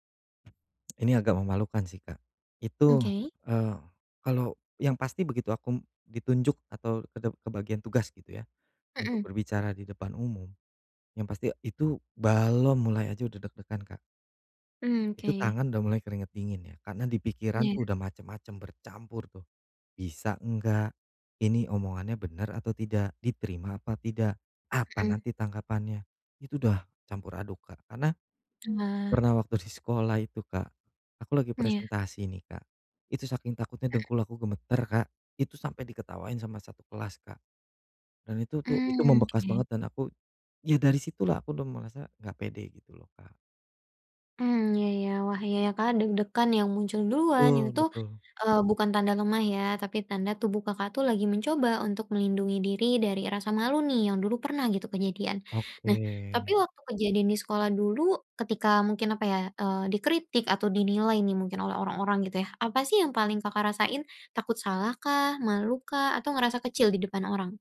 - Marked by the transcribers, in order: other background noise; other animal sound; "belum" said as "balum"
- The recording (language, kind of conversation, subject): Indonesian, advice, Bagaimana cara mengurangi kecemasan saat berbicara di depan umum?